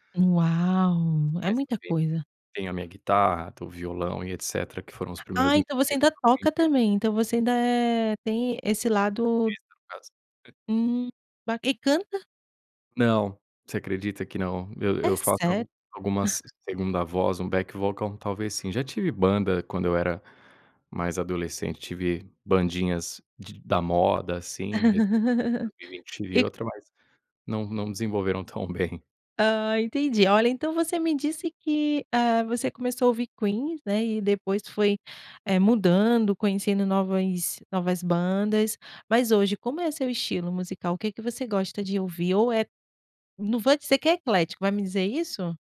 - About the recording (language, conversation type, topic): Portuguese, podcast, Que banda ou estilo musical marcou a sua infância?
- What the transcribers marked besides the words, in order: other noise; chuckle; laugh; "Queen" said as "Queens"